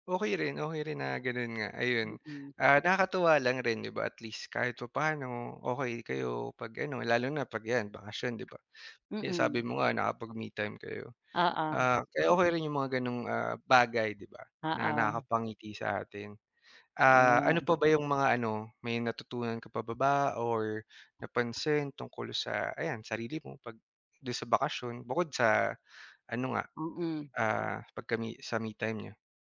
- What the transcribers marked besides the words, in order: none
- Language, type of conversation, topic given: Filipino, unstructured, Ano ang pinakamasayang alaala mo noong bakasyon?